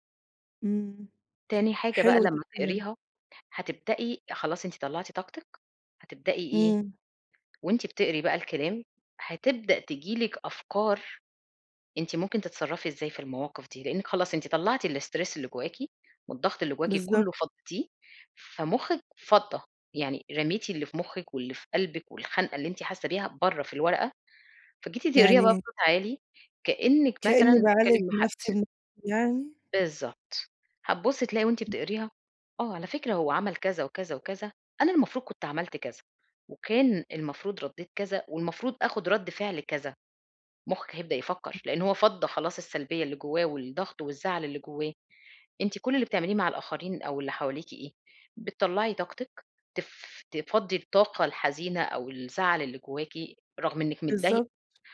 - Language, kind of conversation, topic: Arabic, advice, إزاي بتعتمد زيادة عن اللزوم على غيرك عشان تاخد قراراتك الشخصية؟
- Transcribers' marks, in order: unintelligible speech; in English: "الstress"; other background noise; unintelligible speech